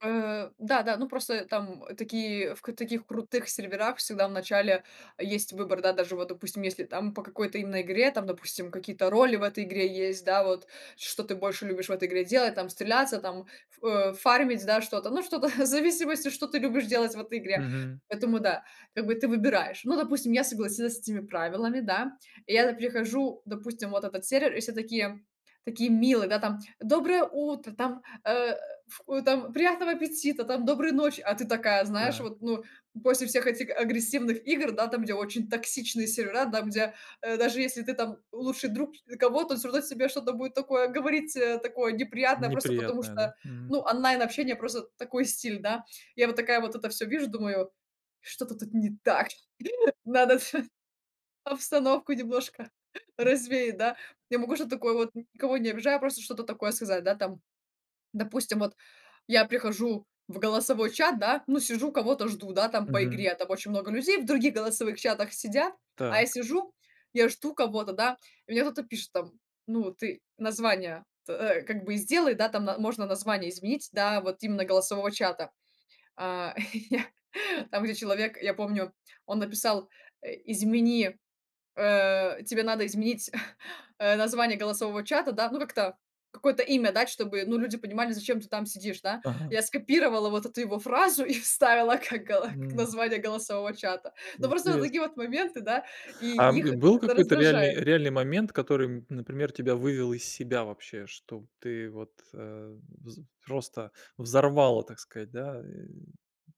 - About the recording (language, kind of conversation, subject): Russian, podcast, Что тебя раздражает в коллективных чатах больше всего?
- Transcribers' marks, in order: laughing while speaking: "в зависимости"; laughing while speaking: "Что-то тут не так, надо обстановку немножко развеять"; other background noise; chuckle; chuckle; laughing while speaking: "вставила как гала"